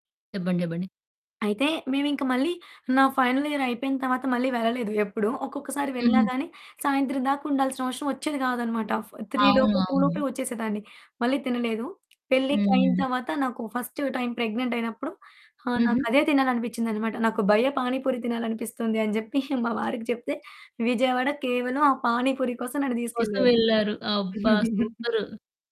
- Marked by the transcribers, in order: in English: "ఫైనల్ ఇయర్"; other background noise; in Hindi: "భయ్యా"; giggle; giggle
- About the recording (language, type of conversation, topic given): Telugu, podcast, వీధి ఆహార విక్రేతతో మీ సంభాషణలు కాలక్రమంలో ఎలా మారాయి?